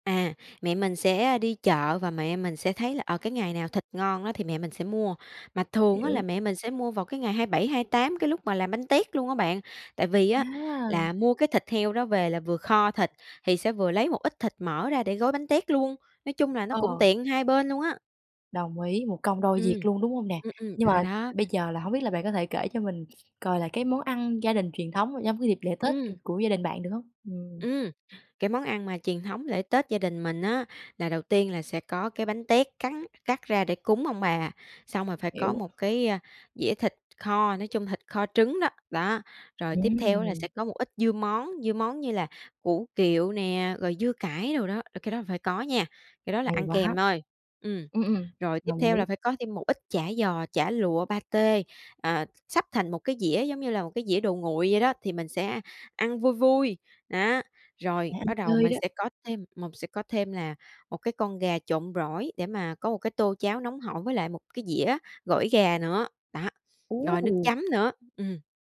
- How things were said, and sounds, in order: other background noise; tapping; "gỏi" said as "rỏi"
- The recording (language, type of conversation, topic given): Vietnamese, podcast, Gia đình bạn giữ gìn truyền thống trong dịp Tết như thế nào?